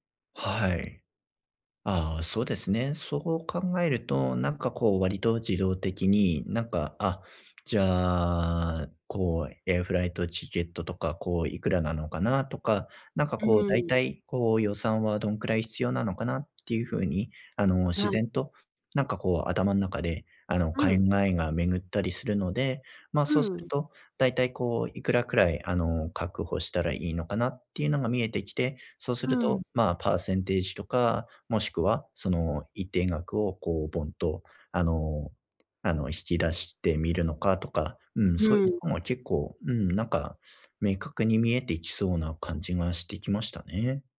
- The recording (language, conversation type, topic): Japanese, advice, 将来の貯蓄と今の消費のバランスをどう取ればよいですか？
- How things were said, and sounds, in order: tapping; in English: "エアフライトチケット"; other background noise